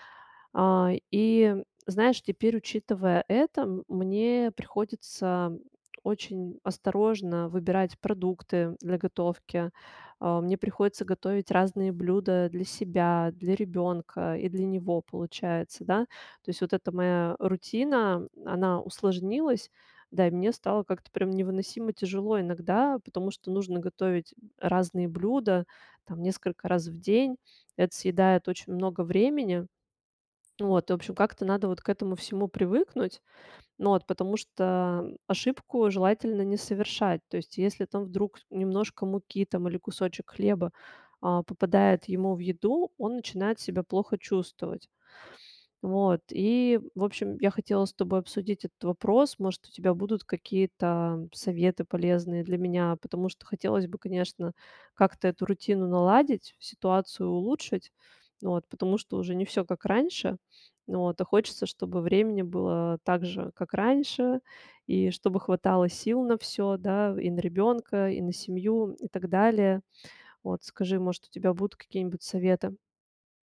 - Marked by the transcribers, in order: none
- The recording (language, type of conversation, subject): Russian, advice, Какое изменение в вашем здоровье потребовало от вас новой рутины?